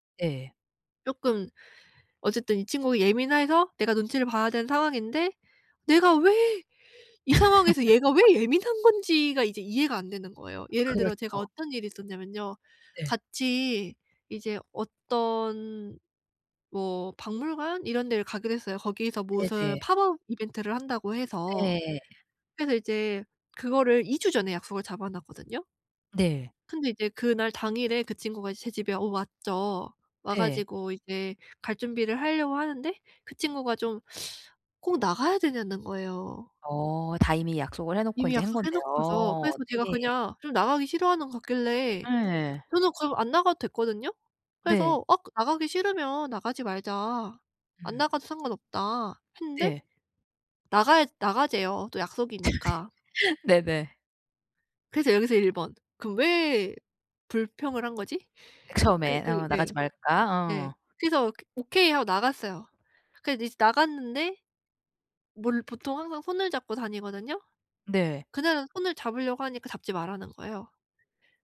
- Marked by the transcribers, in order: laugh; other background noise; laugh
- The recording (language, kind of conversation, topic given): Korean, advice, 전 애인과 헤어진 뒤 감정적 경계를 세우며 건강한 관계를 어떻게 시작할 수 있을까요?